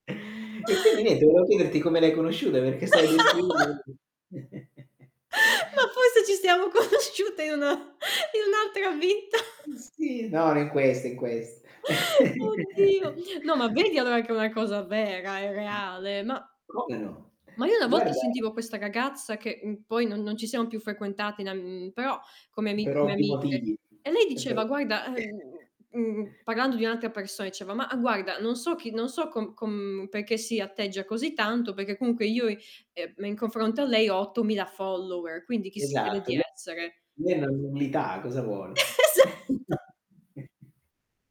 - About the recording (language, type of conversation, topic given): Italian, unstructured, In che modo la tecnologia sta cambiando il nostro modo di comunicare ogni giorno?
- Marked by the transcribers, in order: static; laugh; distorted speech; chuckle; laughing while speaking: "Ma forse ci stiamo conosciute in una in un'altra vita"; other background noise; laughing while speaking: "Oddio"; chuckle; chuckle; put-on voice: "followers"; laugh; laughing while speaking: "Esatto"; chuckle